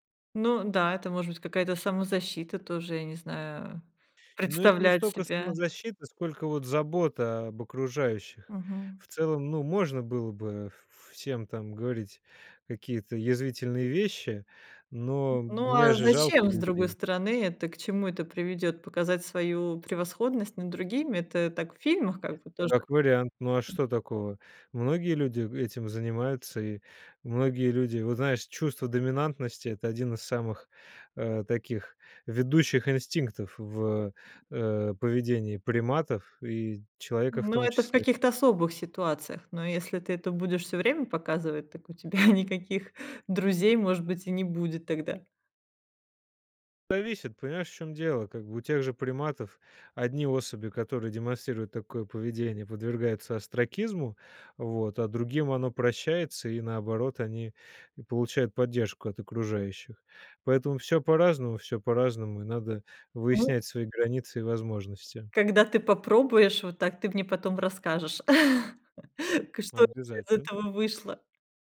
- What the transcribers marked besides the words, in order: tapping; other background noise; laughing while speaking: "тебя"; chuckle
- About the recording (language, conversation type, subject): Russian, podcast, Как книги и фильмы влияют на твой образ?